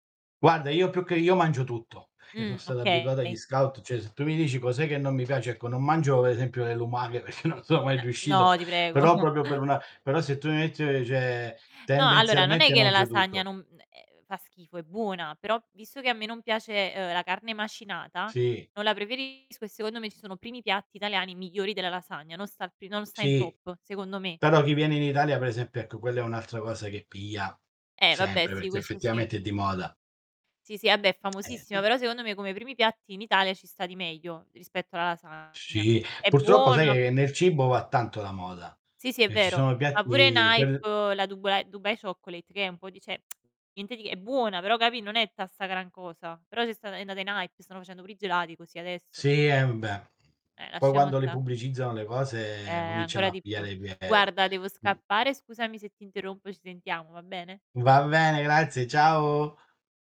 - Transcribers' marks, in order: "perché" said as "pechè"; distorted speech; "cioè" said as "ceh"; tapping; laughing while speaking: "perché non sono mai riuscito"; chuckle; "proprio" said as "propio"; "cioè" said as "ceh"; "vabbè" said as "abbè"; other noise; drawn out: "piatti"; in English: "hype"; "cioè" said as "ceh"; tsk; in English: "hype"; other background noise
- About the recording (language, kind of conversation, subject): Italian, unstructured, Qual è il cibo più sopravvalutato secondo te?